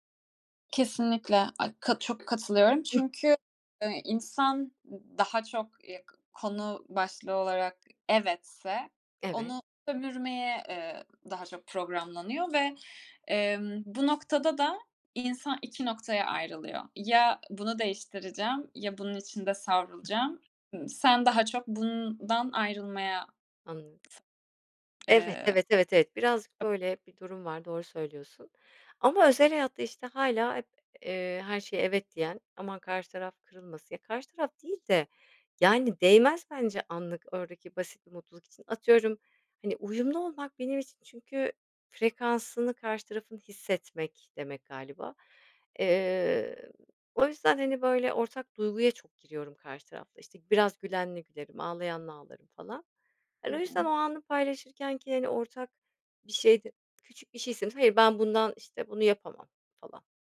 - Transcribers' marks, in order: other noise; other background noise
- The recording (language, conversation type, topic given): Turkish, podcast, Açıkça “hayır” demek sana zor geliyor mu?